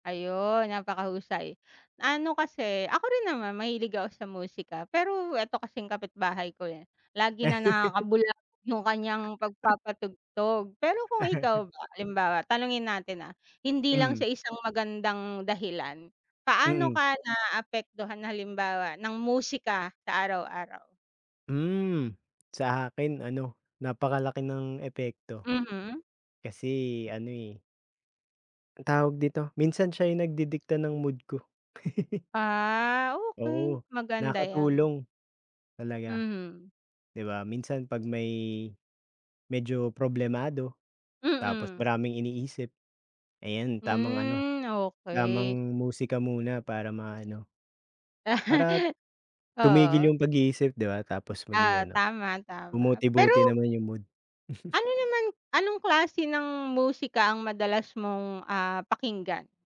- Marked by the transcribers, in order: laugh; chuckle; chuckle; laugh; other background noise; laugh; chuckle
- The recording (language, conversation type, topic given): Filipino, unstructured, Paano ka naaapektuhan ng musika sa araw-araw?